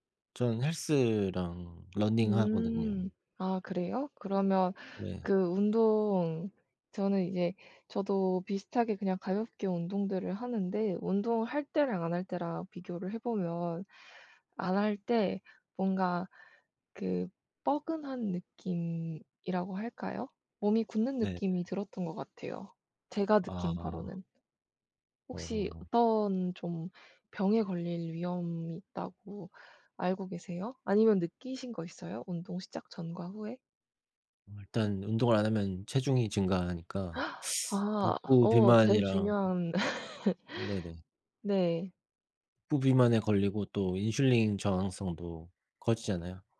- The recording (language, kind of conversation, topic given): Korean, unstructured, 운동을 시작하지 않으면 어떤 질병에 걸릴 위험이 높아질까요?
- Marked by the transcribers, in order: other background noise; gasp; teeth sucking; laugh